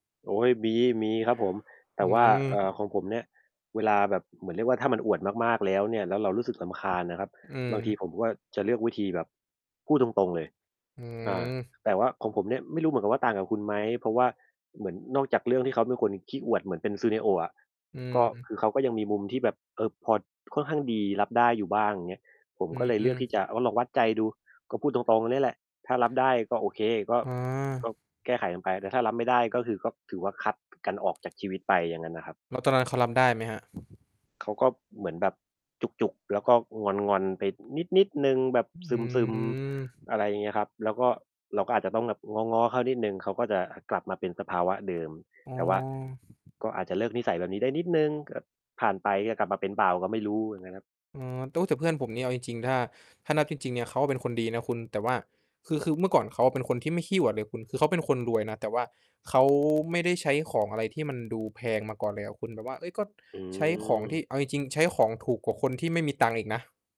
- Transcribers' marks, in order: distorted speech; wind; tapping; other background noise; stressed: "นิด"
- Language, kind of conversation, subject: Thai, unstructured, คุณคิดว่าเรื่องราวในอดีตที่คนชอบหยิบมาพูดซ้ำๆ บ่อยๆ น่ารำคาญไหม?